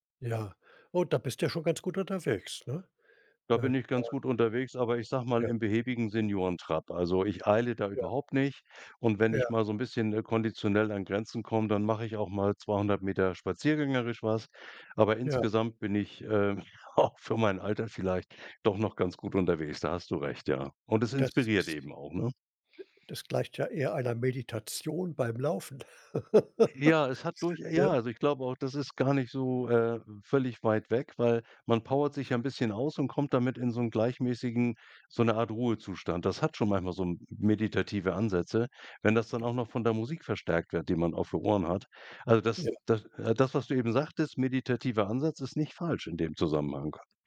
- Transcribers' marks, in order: laughing while speaking: "auch"; other background noise; hiccup; laugh
- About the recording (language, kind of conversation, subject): German, podcast, Wie gehst du mit einer kreativen Blockade um?